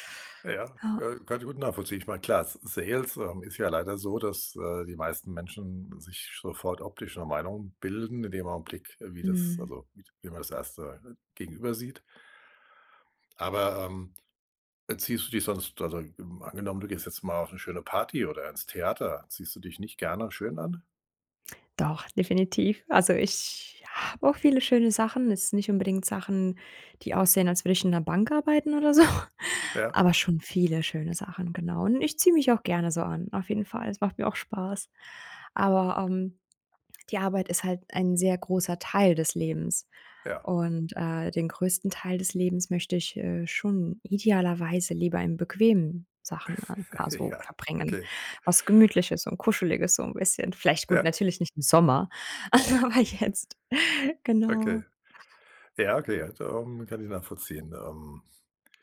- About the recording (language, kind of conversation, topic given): German, advice, Warum muss ich im Job eine Rolle spielen, statt authentisch zu sein?
- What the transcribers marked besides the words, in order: laughing while speaking: "so"; snort; other background noise; chuckle; unintelligible speech; laughing while speaking: "jetzt"; unintelligible speech